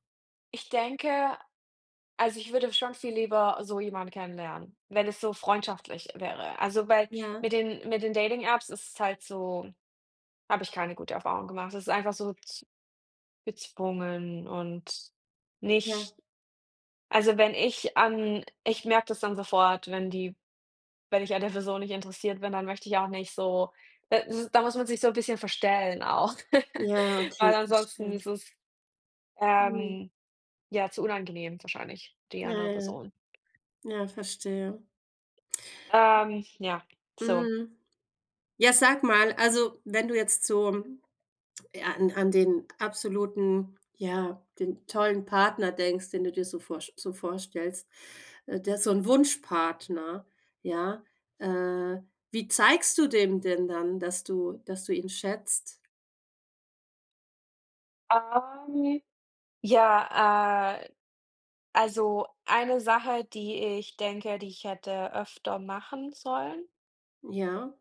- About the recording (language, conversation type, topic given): German, unstructured, Wie zeigst du deinem Partner, dass du ihn schätzt?
- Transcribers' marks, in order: other background noise; chuckle; drawn out: "Ähm"